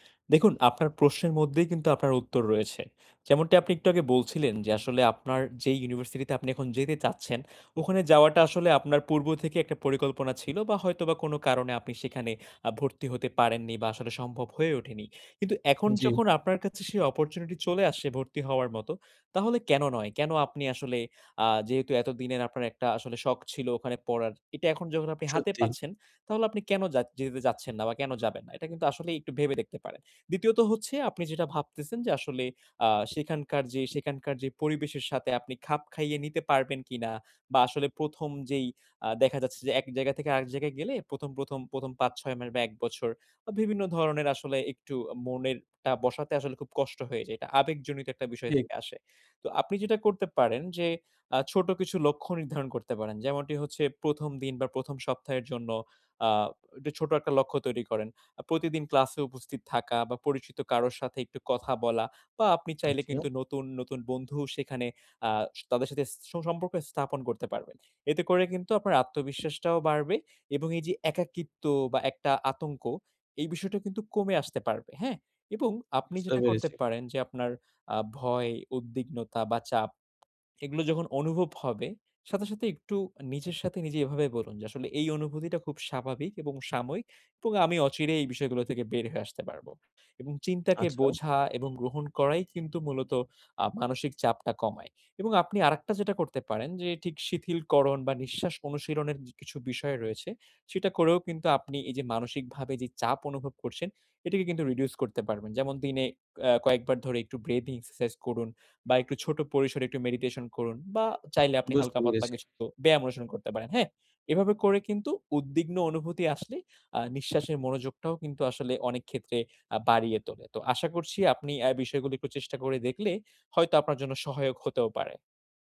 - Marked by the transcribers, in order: bird; tapping; other background noise; in English: "রিডিউস"
- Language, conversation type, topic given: Bengali, advice, নতুন স্থানে যাওয়ার আগে আমি কীভাবে আবেগ সামলাব?